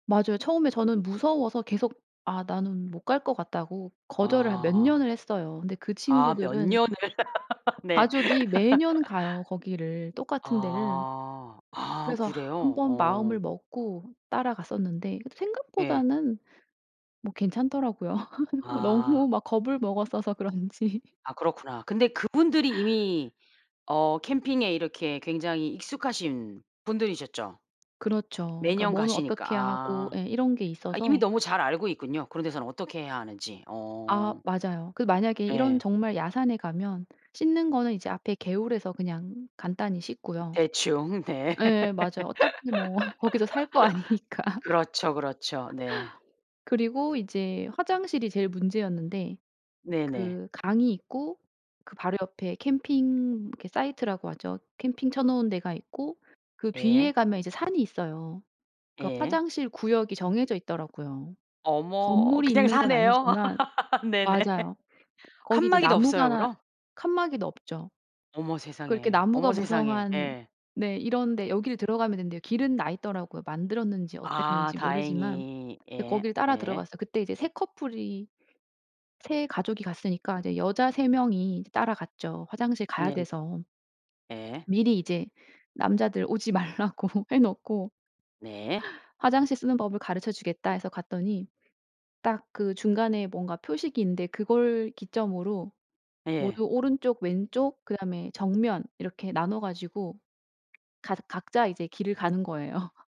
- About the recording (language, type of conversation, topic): Korean, podcast, 캠핑 초보에게 가장 중요한 팁은 무엇이라고 생각하시나요?
- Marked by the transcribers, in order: other background noise; laugh; sigh; laugh; laughing while speaking: "먹었어서 그런지"; tapping; laugh; laughing while speaking: "뭐"; laughing while speaking: "아니니까"; laugh; laugh; laughing while speaking: "네네"; laughing while speaking: "말라고"; laughing while speaking: "거예요"